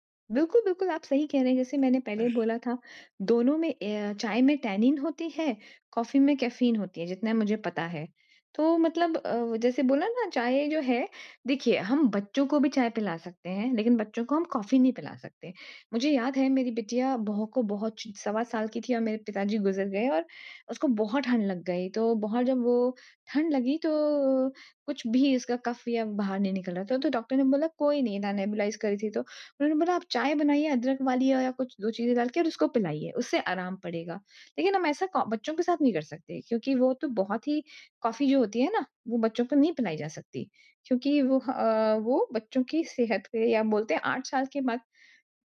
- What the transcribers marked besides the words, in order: tapping; throat clearing; in English: "कफ़"; in English: "नेबुलाइज़"
- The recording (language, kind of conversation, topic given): Hindi, unstructured, आप चाय या कॉफी में से क्या पसंद करते हैं, और क्यों?